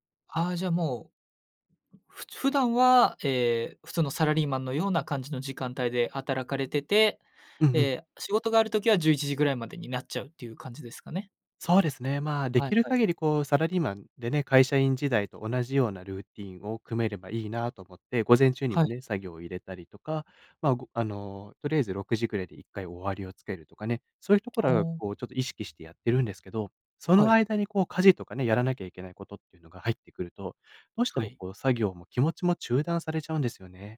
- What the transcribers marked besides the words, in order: other noise
- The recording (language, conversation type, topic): Japanese, advice, 集中するためのルーティンや環境づくりが続かないのはなぜですか？